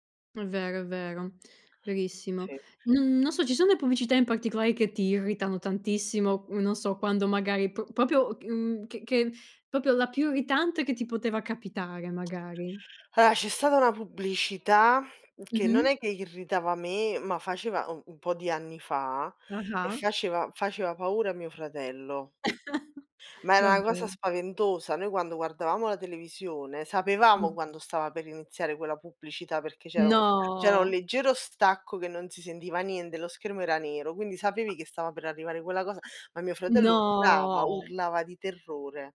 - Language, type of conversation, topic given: Italian, unstructured, Ti dà fastidio quando la pubblicità rovina un film?
- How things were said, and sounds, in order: "proprio" said as "popio"; "proprio" said as "popio"; tapping; "Allora" said as "aloa"; chuckle; drawn out: "No"; "sentiva" said as "sendiva"; drawn out: "No!"